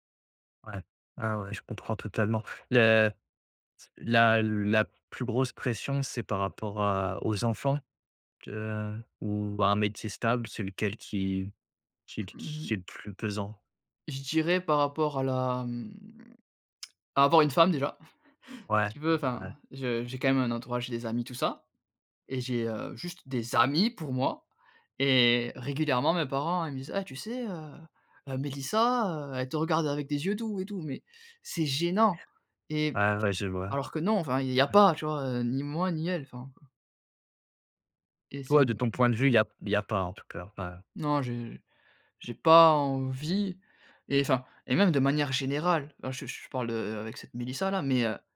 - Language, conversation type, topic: French, advice, Comment gérez-vous la pression familiale pour avoir des enfants ?
- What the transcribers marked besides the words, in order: other background noise; tsk; chuckle; stressed: "amis"; stressed: "gênant"